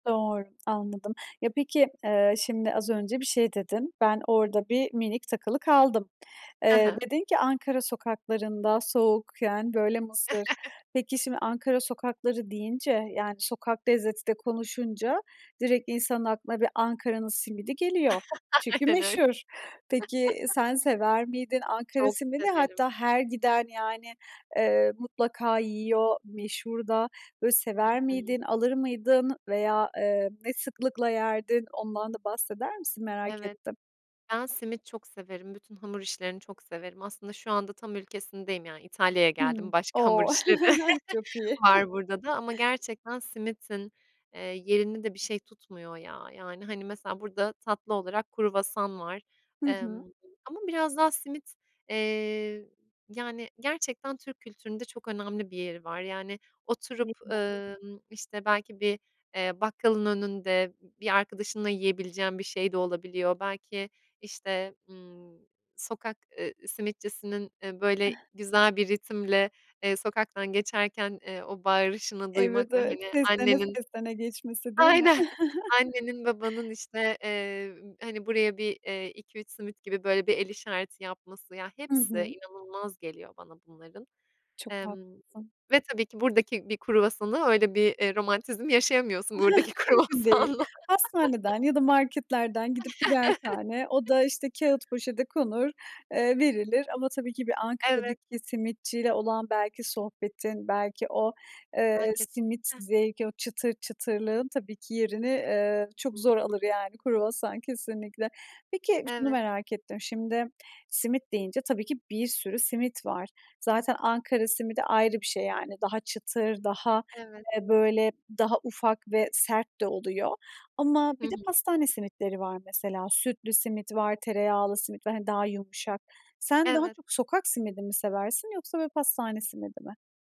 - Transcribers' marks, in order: chuckle; laughing while speaking: "Aynen öyle"; chuckle; background speech; gasp; joyful: "Evet, evet. Seslene seslene geçmesi değil mi?"; joyful: "aynen"; chuckle; tapping; chuckle; laughing while speaking: "buradaki kruvasanla"; chuckle; other background noise; other noise
- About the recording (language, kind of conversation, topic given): Turkish, podcast, Sokak yemeklerini tadarken nelere dikkat edersiniz?